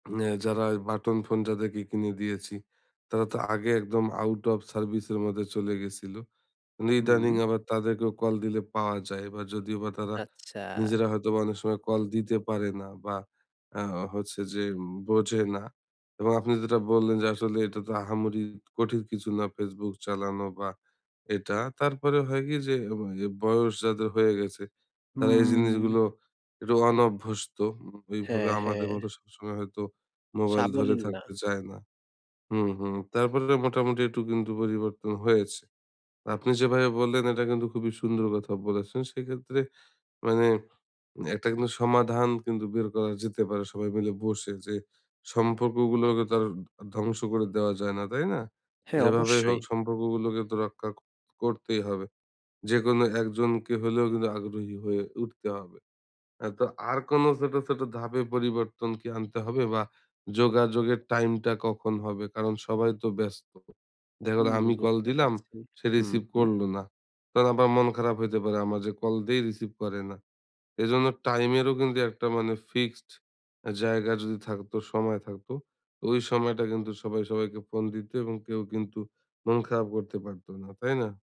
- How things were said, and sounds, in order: other background noise
- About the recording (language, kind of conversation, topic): Bengali, advice, পারিবারিক প্যাটার্ন বদলাতে আমরা কীভাবে আরও কার্যকরভাবে যোগাযোগ করতে পারি?